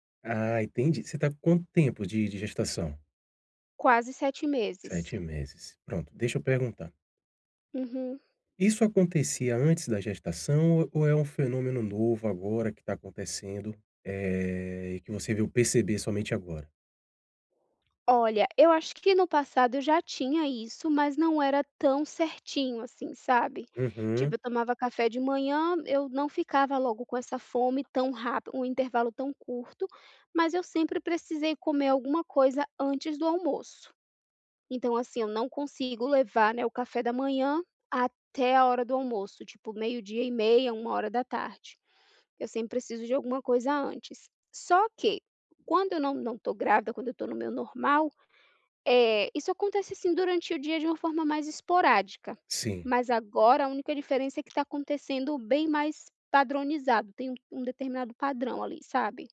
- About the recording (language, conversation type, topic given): Portuguese, advice, Como posso aprender a reconhecer os sinais de fome e de saciedade no meu corpo?
- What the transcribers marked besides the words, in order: none